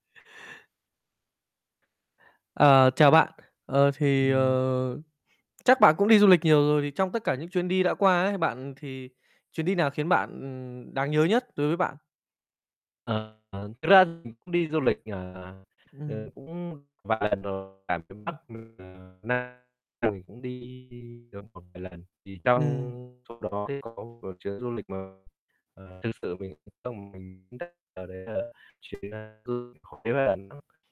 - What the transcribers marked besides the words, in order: static; distorted speech; unintelligible speech; unintelligible speech; unintelligible speech; other background noise
- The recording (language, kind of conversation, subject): Vietnamese, podcast, Chuyến đi đáng nhớ nhất của bạn là chuyến đi nào?